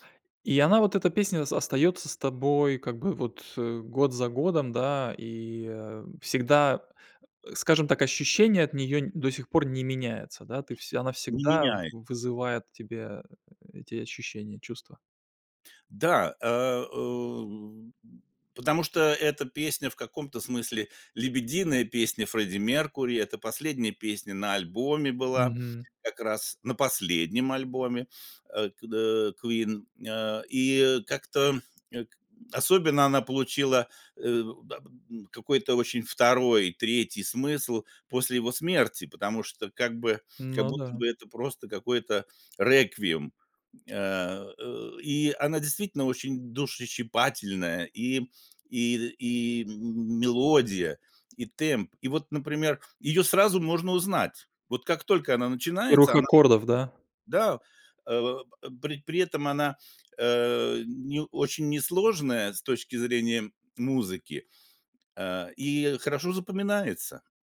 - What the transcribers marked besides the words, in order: other background noise; tapping
- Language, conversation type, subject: Russian, podcast, Какая песня мгновенно поднимает тебе настроение?